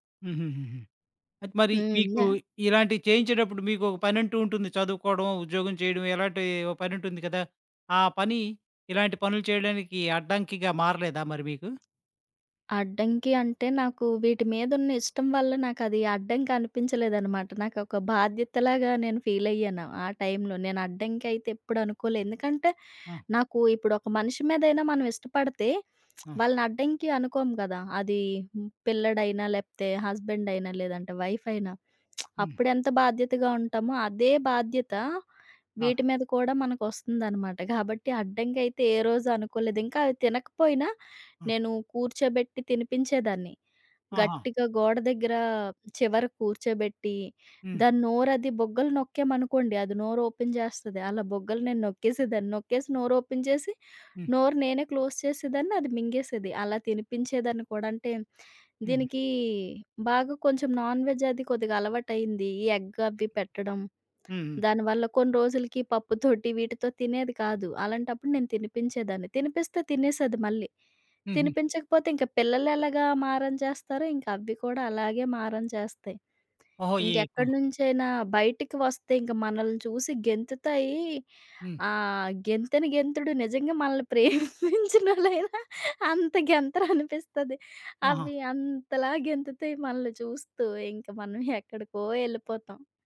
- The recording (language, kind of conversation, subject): Telugu, podcast, పెంపుడు జంతువును మొదటిసారి పెంచిన అనుభవం ఎలా ఉండింది?
- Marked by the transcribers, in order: lip smack; lip smack; in English: "క్లోజ్"; in English: "నాన్ వెజ్"; tapping; laughing while speaking: "ప్రేమించినోళ్ళైనా అంత గెంతరనిపిస్తది"